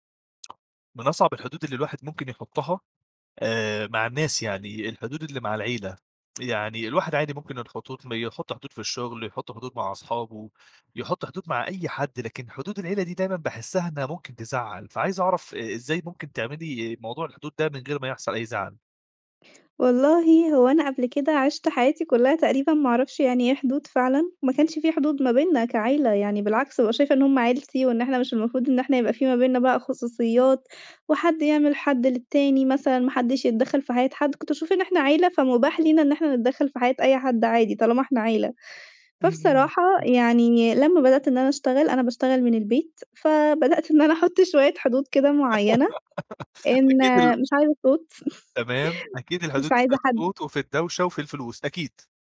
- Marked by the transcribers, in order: tapping; laugh; laughing while speaking: "أحط شوية حدود"; laugh
- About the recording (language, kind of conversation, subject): Arabic, podcast, إزاي تحطّ حدود مع العيلة من غير ما حد يزعل؟
- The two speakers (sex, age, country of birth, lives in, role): female, 25-29, Egypt, Italy, guest; male, 25-29, Egypt, Egypt, host